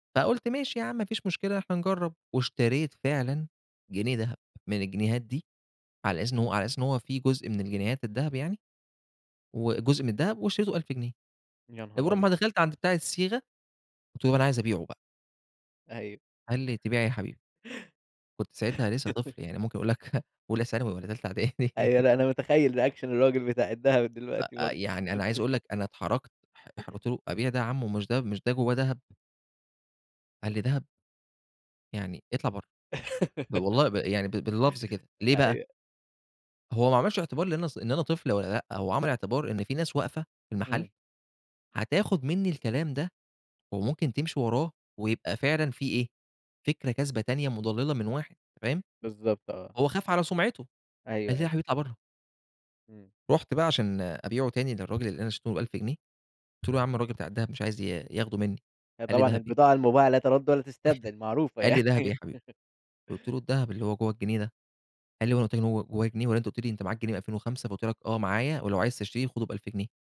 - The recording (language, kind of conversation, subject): Arabic, podcast, إنت بتتعامل إزاي مع الأخبار الكدابة أو المضللة؟
- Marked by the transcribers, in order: chuckle; laugh; scoff; laughing while speaking: "إعدادي"; in English: "reaction"; laugh; laugh; other background noise; throat clearing; laughing while speaking: "يعني"; laugh